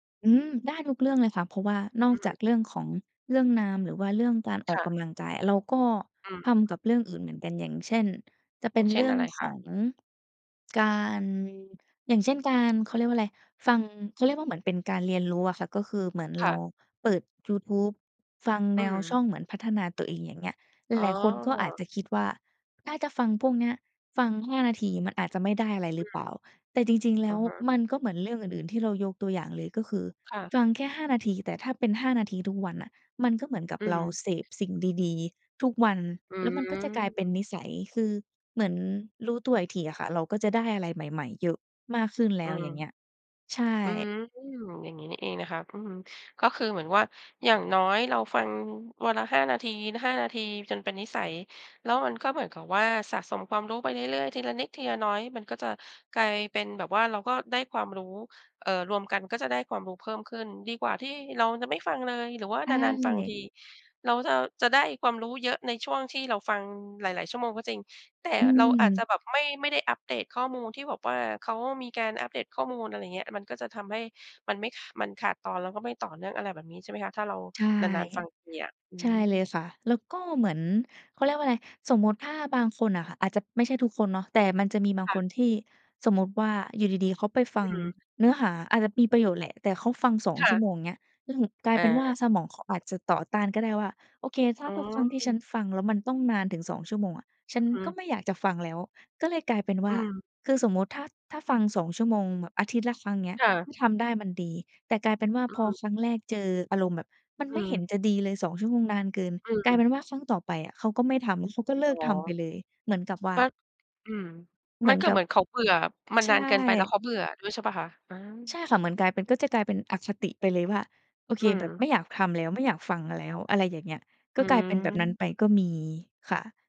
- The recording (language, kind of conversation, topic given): Thai, podcast, การเปลี่ยนพฤติกรรมเล็กๆ ของคนมีผลจริงไหม?
- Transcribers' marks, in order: tapping; other background noise